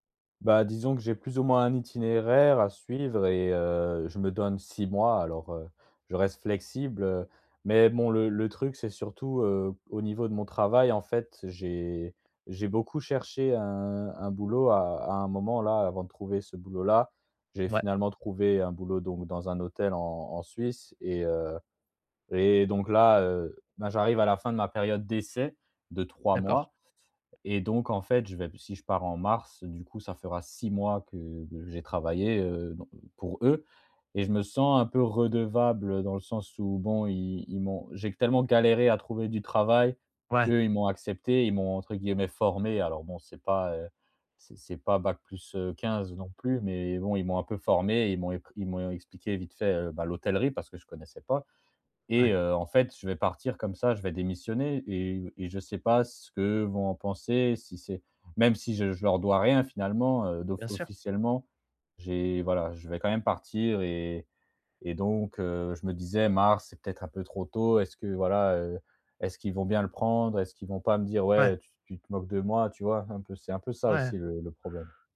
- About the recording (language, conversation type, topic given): French, advice, Comment savoir si c’est le bon moment pour changer de vie ?
- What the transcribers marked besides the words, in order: other background noise; stressed: "d'essai"